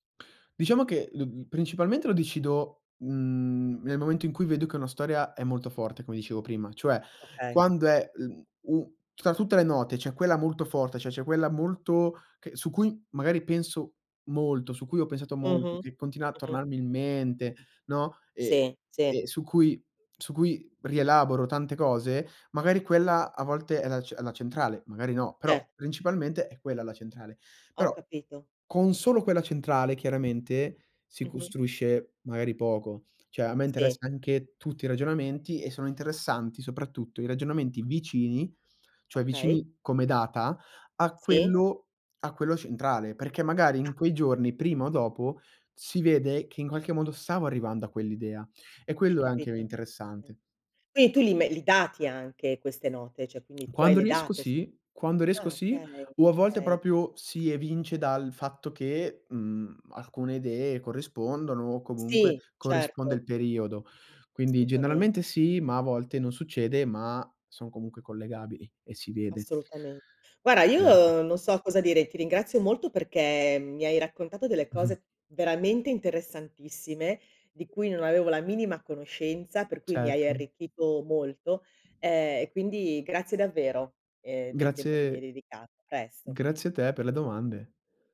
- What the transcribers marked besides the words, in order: "cioè" said as "ceh"; "Cioè" said as "ceh"; unintelligible speech; unintelligible speech; "cioè" said as "ceh"; "proprio" said as "propio"; "Guarda" said as "guara"; unintelligible speech; chuckle; other background noise
- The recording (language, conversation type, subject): Italian, podcast, Come raccogli e conservi le idee che ti vengono in mente?